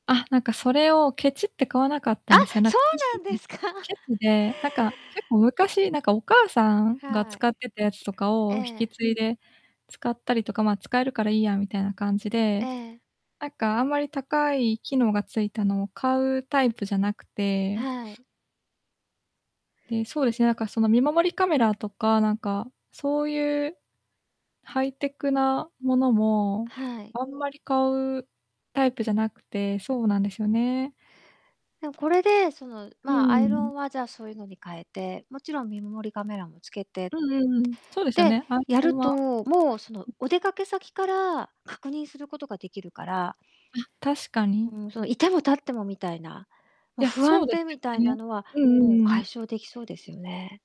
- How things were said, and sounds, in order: distorted speech; laughing while speaking: "そうなんですか"; unintelligible speech; tapping; other background noise; other noise
- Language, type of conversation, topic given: Japanese, advice, パニック発作の兆候が出てきたときの不安には、どう対処すればよいですか？